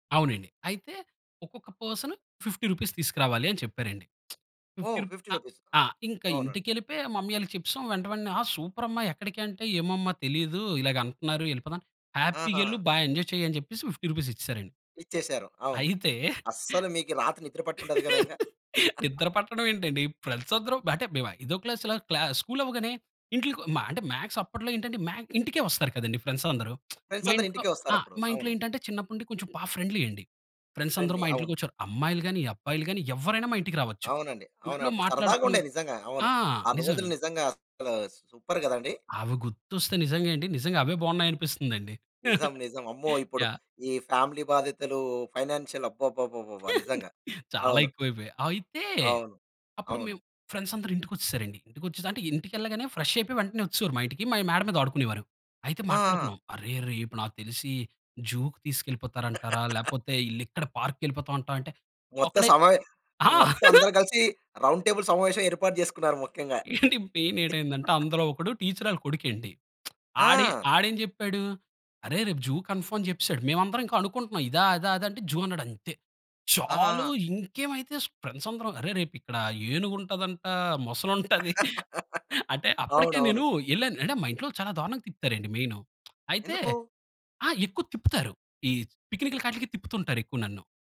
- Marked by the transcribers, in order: in English: "పర్సన్ ఫిఫ్టీ రూపీస్"; lip smack; in English: "ఫిఫ్టీ రూపీస్"; in English: "మమ్మీ"; in English: "సూపర్"; in English: "ఎంజాయ్"; in English: "ఫిఫ్టీ రూపీస్"; laugh; in English: "ఫ్రెండ్స్"; in English: "క్లాస్‌లా క్లా స్కూల్"; chuckle; in English: "మాక్స్"; in English: "ఫ్రెండ్స్"; lip smack; in English: "ఫ్రెండ్స్"; in English: "ఫ్రెండ్లీ"; in English: "ఫ్రెండ్స్"; in English: "ఫ్రెండ్లీ"; other background noise; in English: "సూపర్"; chuckle; in English: "ఫ్యామిలీ"; in English: "ఫైనాన్‌షియల్"; chuckle; in English: "ఫ్రెండ్స్"; in English: "ఫ్రెష్"; in English: "జూకి"; laugh; in English: "పార్క్‌కి"; chuckle; in English: "రౌండ్ టేబుల్"; chuckle; in English: "మెయిన్"; chuckle; lip smack; in English: "జూ కన్‌ఫర్మ్"; in English: "జూ"; in English: "ఫ్రెండ్స్"; laugh; tapping
- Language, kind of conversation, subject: Telugu, podcast, నీ చిన్ననాటి పాఠశాల విహారయాత్రల గురించి నీకు ఏ జ్ఞాపకాలు గుర్తున్నాయి?